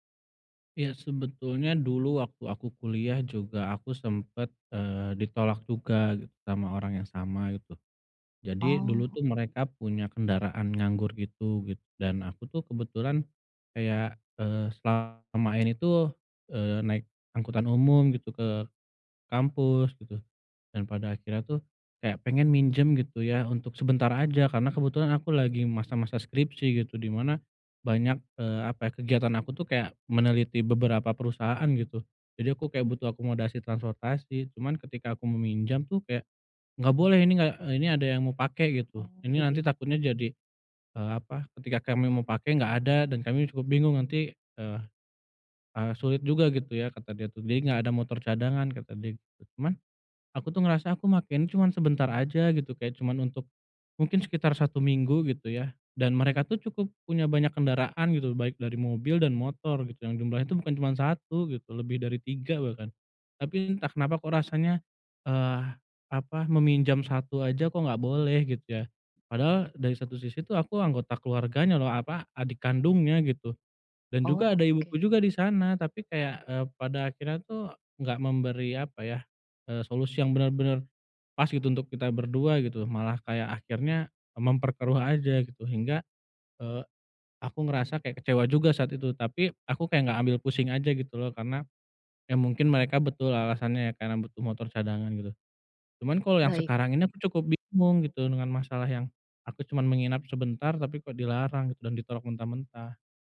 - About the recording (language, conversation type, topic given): Indonesian, advice, Bagaimana cara bangkit setelah merasa ditolak dan sangat kecewa?
- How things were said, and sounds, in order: other background noise; tapping